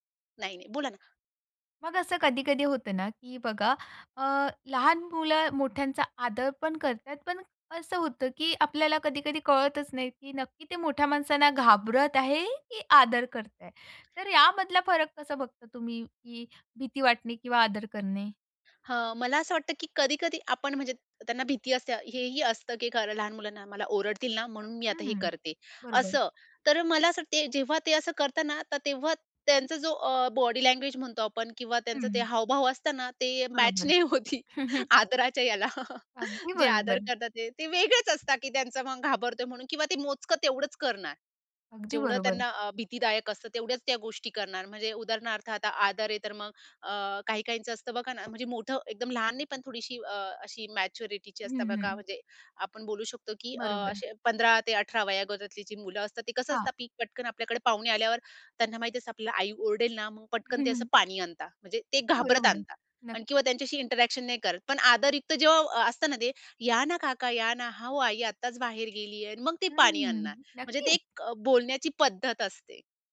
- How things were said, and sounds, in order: in English: "बॉडी लँग्वेज"; laughing while speaking: "नाही होती. आदराच्या ह्याला"; chuckle; tapping; chuckle; in English: "इंटरॅक्शन"
- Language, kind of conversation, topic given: Marathi, podcast, तुमच्या कुटुंबात आदर कसा शिकवतात?